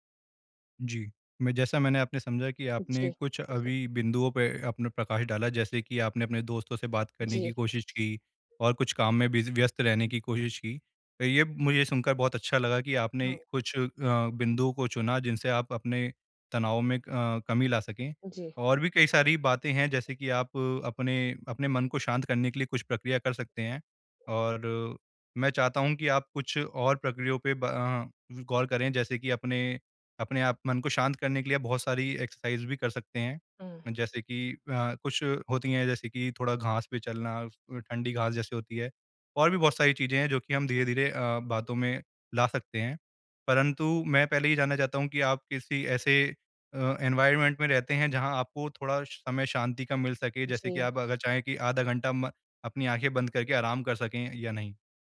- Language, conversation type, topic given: Hindi, advice, मैं कैसे पहचानूँ कि कौन-सा तनाव मेरे नियंत्रण में है और कौन-सा नहीं?
- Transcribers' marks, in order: other background noise; in English: "बिज़ी"; "प्रक्रियाओं" said as "प्रक्रियों"; in English: "एक्सरसाइज़"; in English: "एनवायरनमेंट"